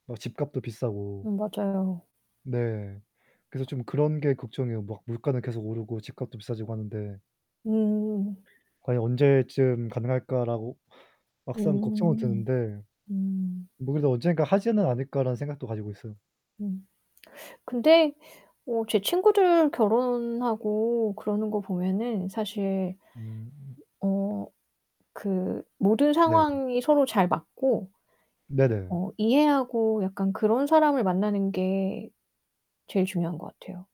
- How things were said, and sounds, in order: static; distorted speech; other background noise
- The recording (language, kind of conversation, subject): Korean, unstructured, 미래에 어떤 꿈을 이루고 싶으신가요?